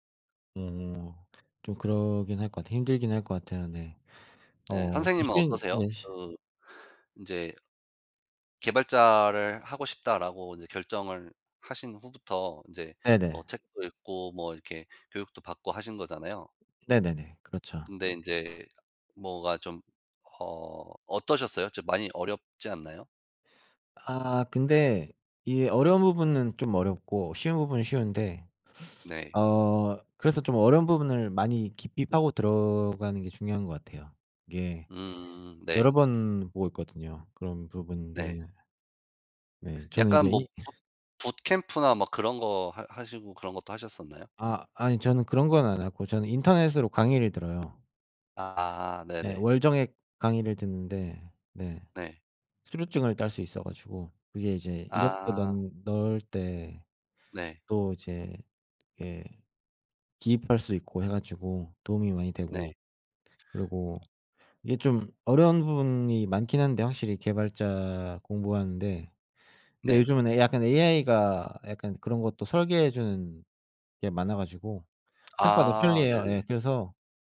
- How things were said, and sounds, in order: other background noise; tapping; in English: "boot bootcamp나"
- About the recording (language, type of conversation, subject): Korean, unstructured, 당신이 이루고 싶은 가장 큰 목표는 무엇인가요?